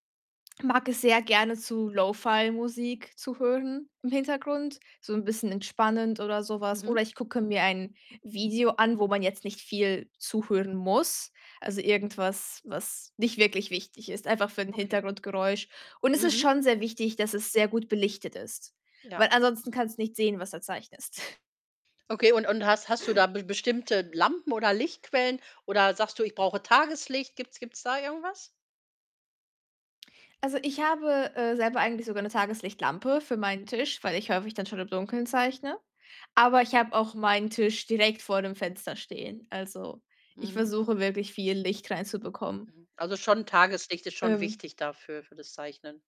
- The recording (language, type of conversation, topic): German, podcast, Wie gehst du mit kreativen Blockaden um?
- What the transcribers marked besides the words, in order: other background noise; chuckle